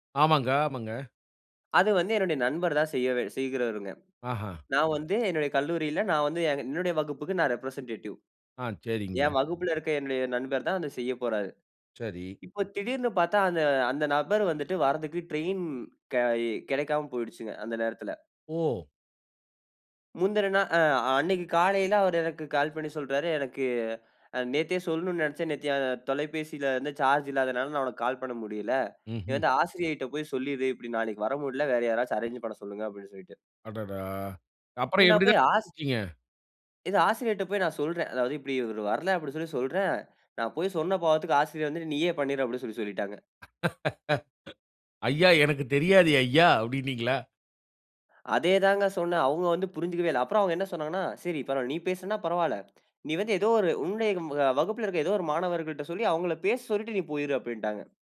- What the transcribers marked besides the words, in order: other background noise; in English: "ரெப்ரசன்ட்டேடிவ்"; "நாள்" said as "நா"; in English: "அரேஞ்சு"; unintelligible speech; laugh; laughing while speaking: "ஐயா எனக்குத் தெரியாதெய்யா அப்டீன்னீங்களா?"; inhale; lip smack
- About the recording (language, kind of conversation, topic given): Tamil, podcast, பெரிய சவாலை எப்படி சமாளித்தீர்கள்?